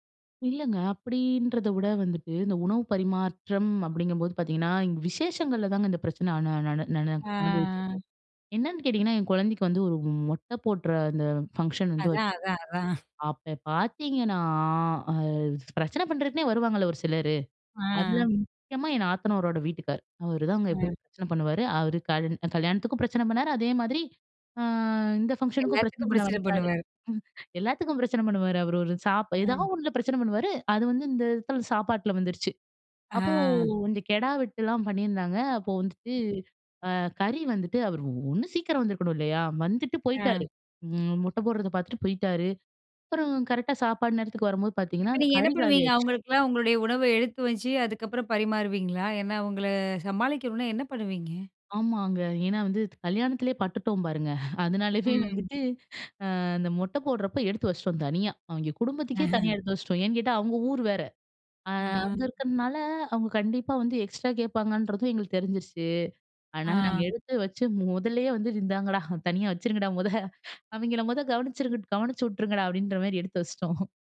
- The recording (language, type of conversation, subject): Tamil, podcast, பாரம்பரிய உணவை யாரோ ஒருவருடன் பகிர்ந்தபோது உங்களுக்கு நடந்த சிறந்த உரையாடல் எது?
- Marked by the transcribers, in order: drawn out: "ஆ"; chuckle; chuckle; drawn out: "ஆ"; other background noise; chuckle; laughing while speaking: "முதல்லயே வந்து இந்தாங்கடா, தனியா வச்சுருங்கடா … மாதிரி எடுத்து வச்சிட்டோம்"